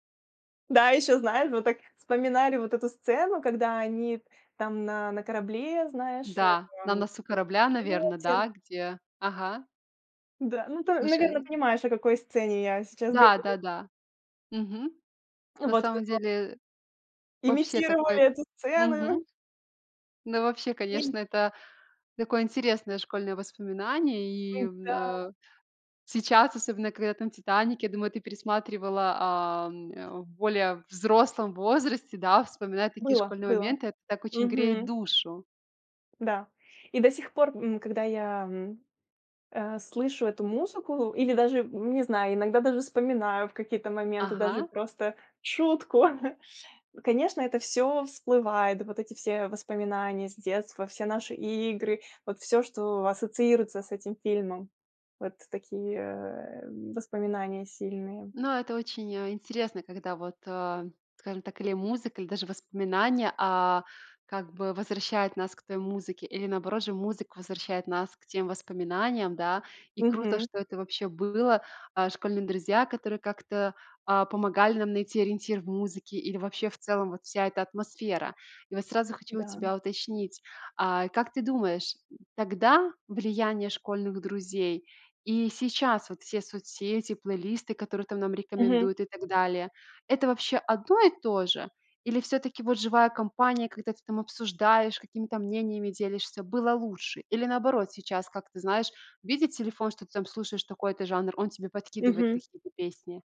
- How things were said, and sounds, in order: tapping; other background noise; unintelligible speech; chuckle; drawn out: "игры"; stressed: "тогда"; stressed: "сейчас"
- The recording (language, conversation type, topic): Russian, podcast, Как школьные друзья повлияли на твой музыкальный вкус?